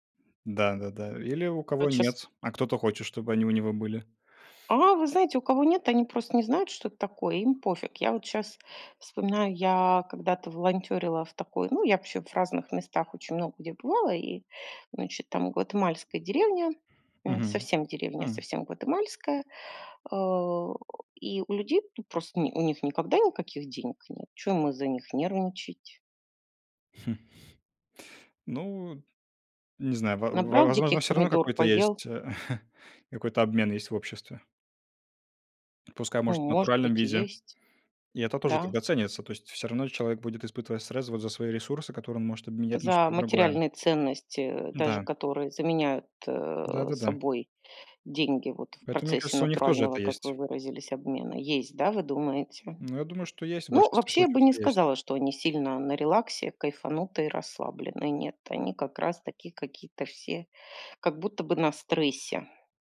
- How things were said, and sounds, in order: chuckle; chuckle; other background noise
- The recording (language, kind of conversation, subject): Russian, unstructured, Почему так много людей испытывают стресс из-за денег?